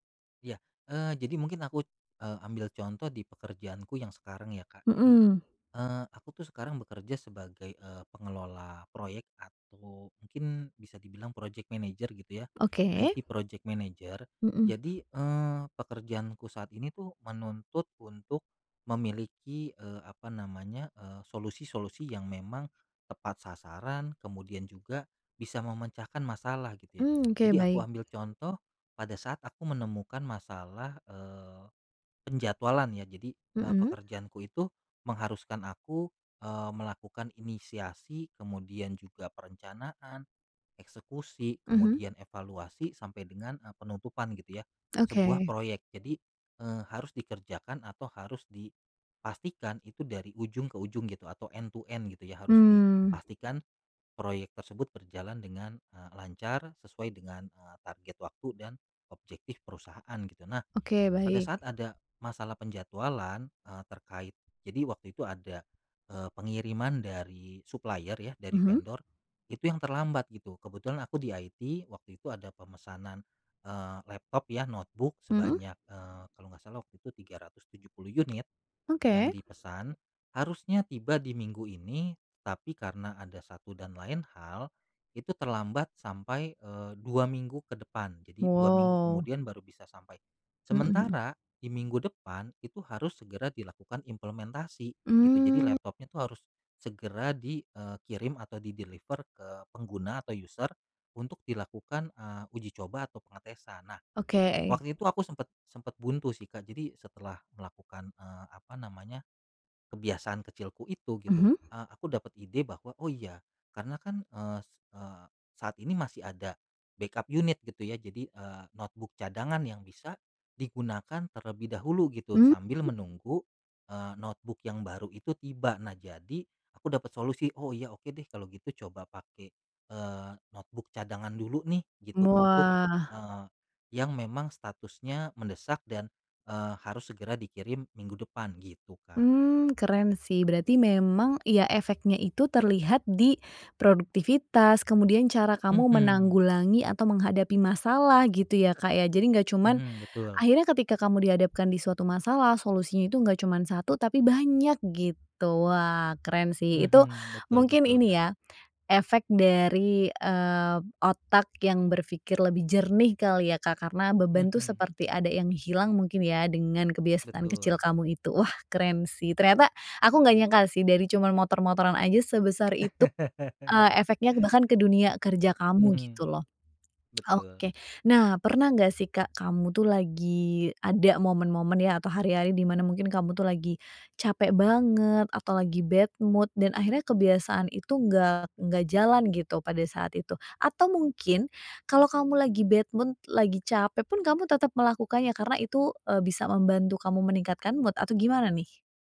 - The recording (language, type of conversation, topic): Indonesian, podcast, Kebiasaan kecil apa yang membantu kreativitas kamu?
- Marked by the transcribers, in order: in English: "project manager"; tapping; in English: "IT project manager"; other background noise; in English: "end to end"; in English: "supplier"; in English: "IT"; in English: "notebook"; in English: "di-deliver"; in English: "user"; in English: "backup"; in English: "notebook"; in English: "notebook"; in English: "notebook"; laugh; swallow; lip smack; in English: "bad mood"; in English: "bad mood"; in English: "mood?"